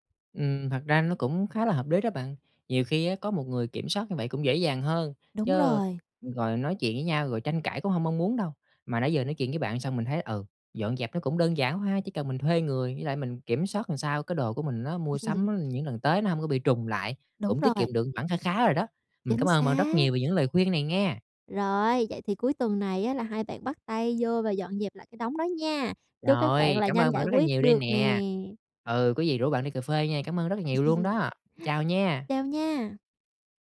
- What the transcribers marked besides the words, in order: tapping; laugh; other background noise; laugh
- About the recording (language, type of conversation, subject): Vietnamese, advice, Bạn nên bắt đầu sắp xếp và loại bỏ những đồ không cần thiết từ đâu?